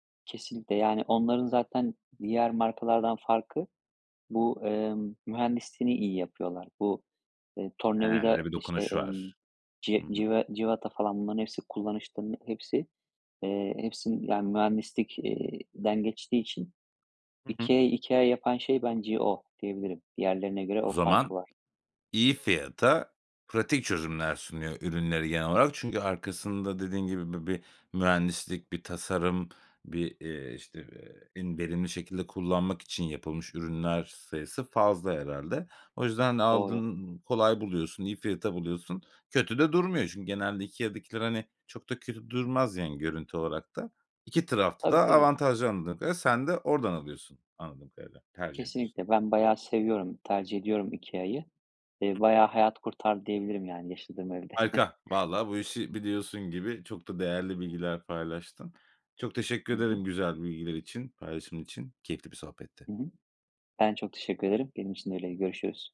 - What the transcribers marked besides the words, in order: other background noise; chuckle
- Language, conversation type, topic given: Turkish, podcast, Çok amaçlı bir alanı en verimli ve düzenli şekilde nasıl düzenlersin?